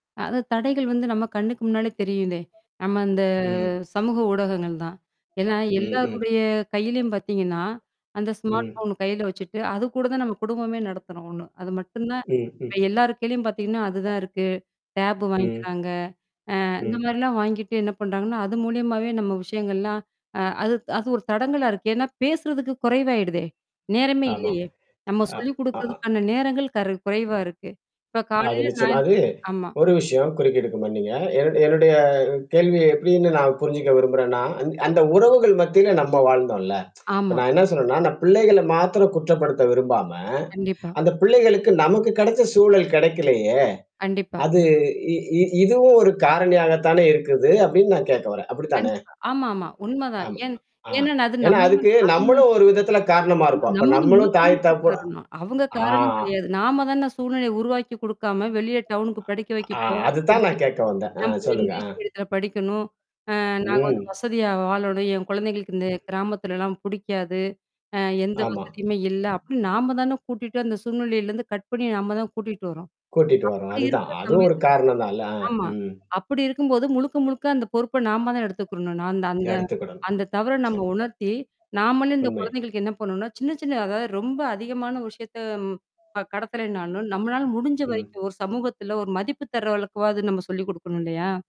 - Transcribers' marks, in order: other noise; static; drawn out: "இந்த"; other background noise; in English: "ஸ்மார்ட் ஃபோன்"; in English: "டேப்"; tapping; distorted speech; unintelligible speech; tsk; unintelligible speech; in English: "டவுன்"; unintelligible speech; in English: "இங்கிலீஷ் மீடியத்துல"; in English: "கட்"; mechanical hum
- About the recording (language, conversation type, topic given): Tamil, podcast, குடும்ப மரபை அடுத்த தலைமுறைக்கு நீங்கள் எப்படி கொண்டு செல்லப் போகிறீர்கள்?